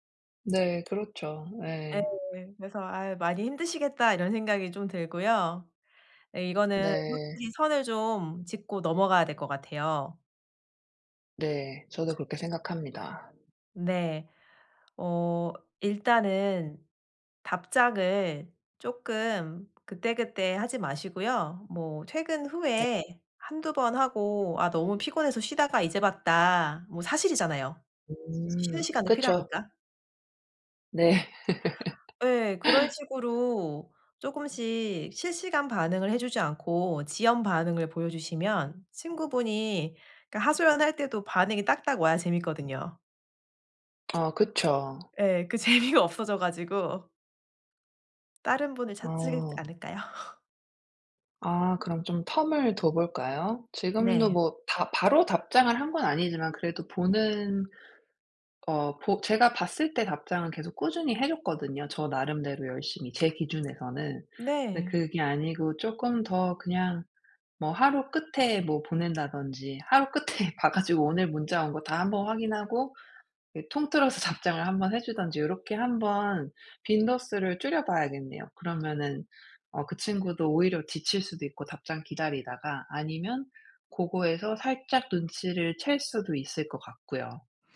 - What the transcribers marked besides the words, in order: other background noise; laugh; laughing while speaking: "재미가"; laugh; laughing while speaking: "끝에"; laughing while speaking: "통틀어서"
- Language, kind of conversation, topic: Korean, advice, 친구들과 건강한 경계를 정하고 이를 어떻게 의사소통할 수 있을까요?